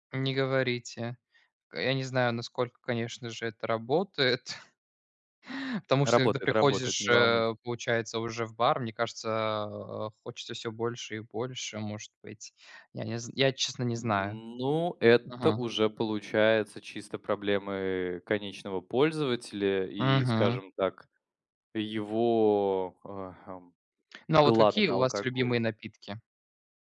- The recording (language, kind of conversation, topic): Russian, unstructured, Почему в кафе и барах так сильно завышают цены на напитки?
- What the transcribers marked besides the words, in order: chuckle; tapping